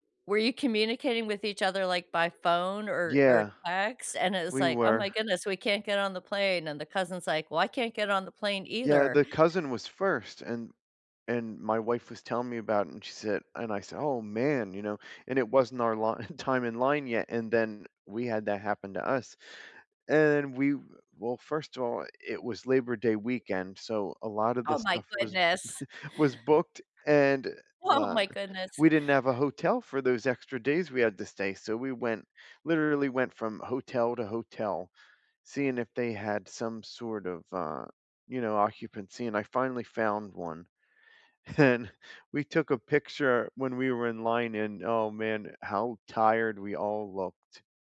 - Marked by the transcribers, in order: chuckle; chuckle; laughing while speaking: "Oh"; laughing while speaking: "And"
- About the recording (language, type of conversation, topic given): English, unstructured, What’s a travel story you love telling?
- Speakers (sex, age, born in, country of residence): female, 65-69, United States, United States; male, 40-44, United States, United States